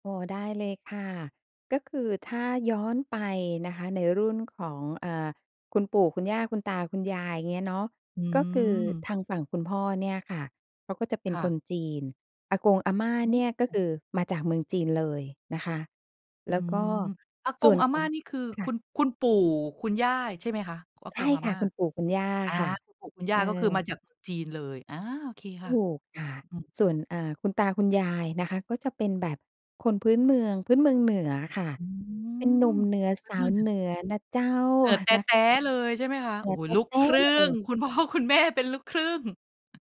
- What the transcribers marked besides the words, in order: chuckle; laughing while speaking: "คุณพ่อ คุณแม่"; tapping
- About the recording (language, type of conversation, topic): Thai, podcast, ช่วยเล่าที่มาและรากเหง้าของครอบครัวคุณให้ฟังหน่อยได้ไหม?